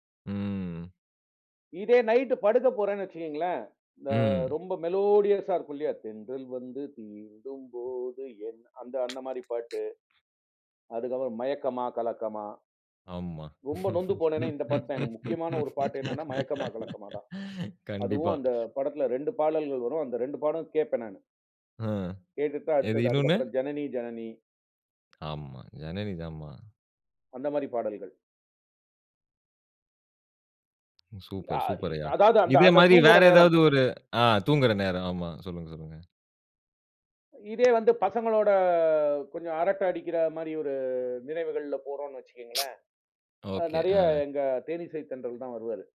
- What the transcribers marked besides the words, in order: drawn out: "ம்"; in English: "மெலோடியஸ்ஸா"; singing: "தென்றல் வந்து தீண்டும் போது என்"; other noise; laugh; other background noise; tsk
- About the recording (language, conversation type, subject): Tamil, podcast, நீங்கள் சேர்ந்து உருவாக்கிய பாடல்பட்டியலில் இருந்து உங்களுக்கு மறக்க முடியாத ஒரு நினைவைக் கூறுவீர்களா?